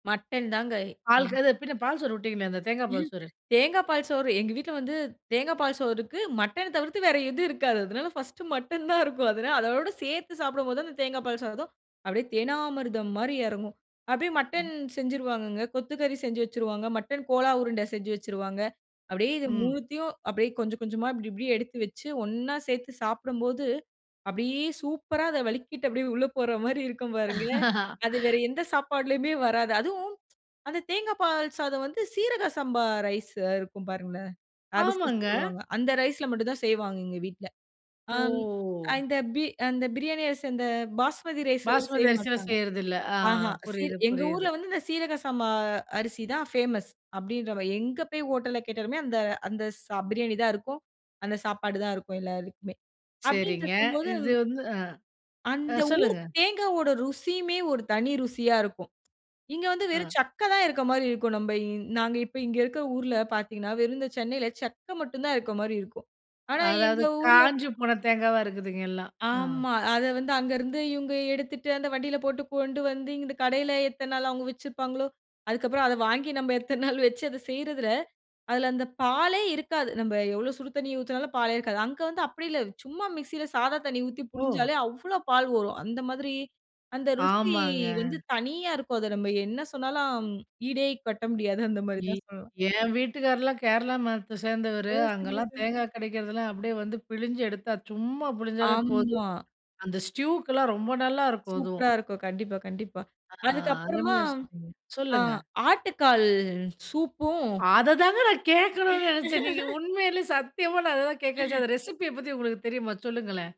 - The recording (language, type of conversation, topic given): Tamil, podcast, சிறுவயதில் உங்களுக்கு மிகவும் பிடித்த உணவு எது?
- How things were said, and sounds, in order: chuckle; laughing while speaking: "மட்டன் தவிர்த்து வேறு எதுவும் இருக்காது … தேனாமிருதம் மாரி எறங்கும்"; in English: "பர்ஸ்ட்டு"; laughing while speaking: "அப்டியே சூப்பரா அத வழிக்கிட்டு அப்டியே உள்ள போற மாரி இருக்கும் பாருங்க"; laugh; tsk; drawn out: "ஓ!"; "அந்த" said as "அய்ந்த"; in English: "ஃப்மஸ்"; tapping; laughing while speaking: "அத வாங்கி நம்ம எத்தன நாள் வச்சு அத செய்றதில"; in English: "மிக்ஸில"; laughing while speaking: "அந்த மாரி தான் சொல்லலாம்"; in English: "ஸ்ட்யுக்கெலாம்"; other background noise; laughing while speaking: "அததாங்க நான் கேக்கணும்னு நெனச்சேன். நீங்க உண்மையிலேயே சத்தியமா நான் அததான் கேட்கச்சேன்"; laugh; "கேக்க நெனச்சேன்" said as "கேட்கச்சேன்"; chuckle; in English: "ரெசிபி"